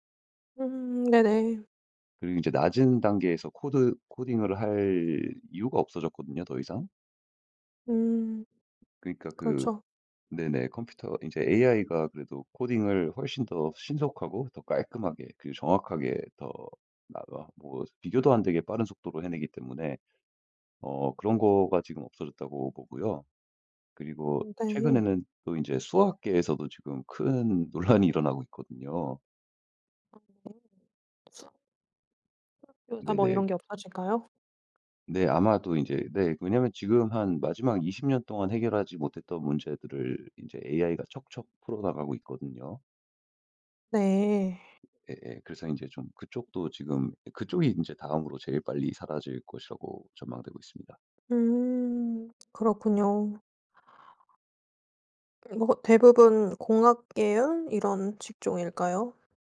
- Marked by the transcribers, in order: other background noise; laughing while speaking: "논란이"; unintelligible speech; tapping
- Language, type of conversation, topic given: Korean, podcast, 기술 발전으로 일자리가 줄어들 때 우리는 무엇을 준비해야 할까요?